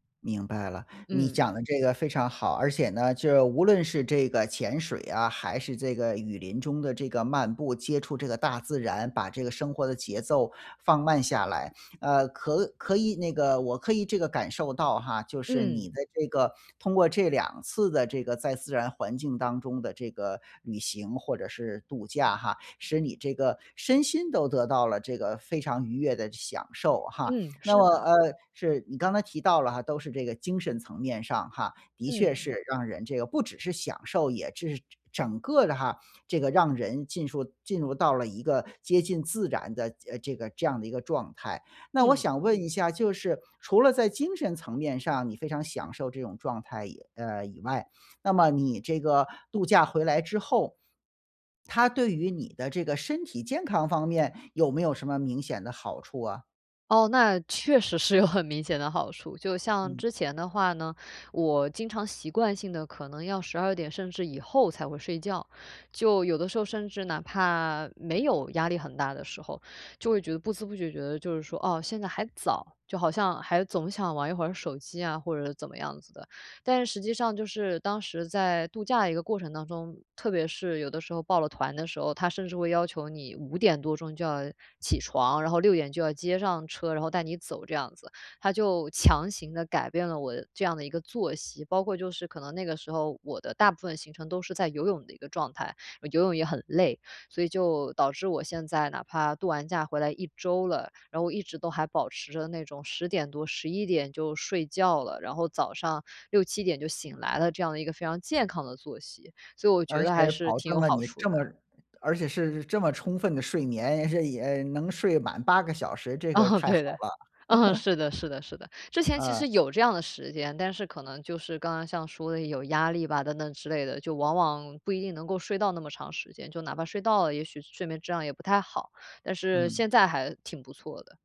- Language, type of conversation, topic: Chinese, podcast, 在自然环境中放慢脚步有什么好处？
- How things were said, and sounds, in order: other noise; swallow; laughing while speaking: "有很"; "不知不觉" said as "不滋不觉"; tapping; laughing while speaking: "嗯，对的"; other background noise; chuckle